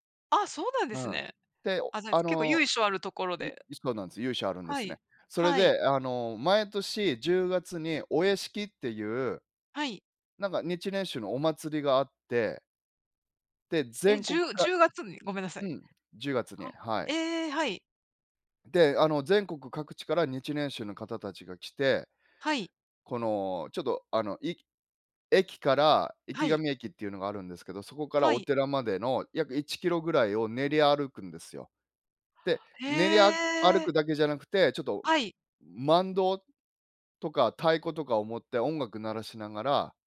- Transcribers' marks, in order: none
- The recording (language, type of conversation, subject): Japanese, unstructured, 祭りに行った思い出はありますか？